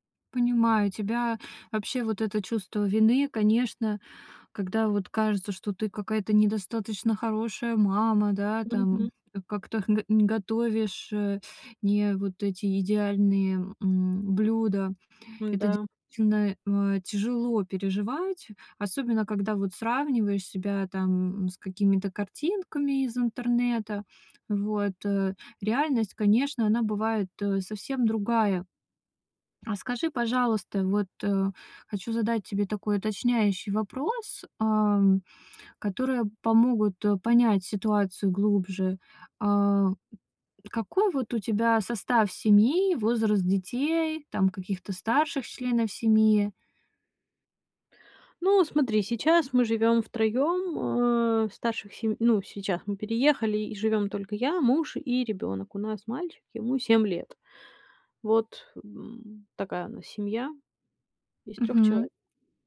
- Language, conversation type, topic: Russian, advice, Как научиться готовить полезную еду для всей семьи?
- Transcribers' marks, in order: tapping